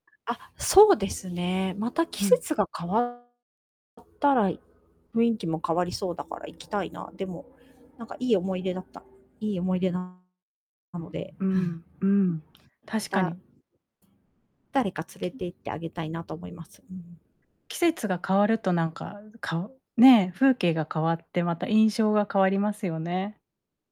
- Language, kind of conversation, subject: Japanese, podcast, 一番印象に残っている旅の思い出は何ですか？
- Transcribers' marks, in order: other background noise; other street noise; distorted speech; tapping; laugh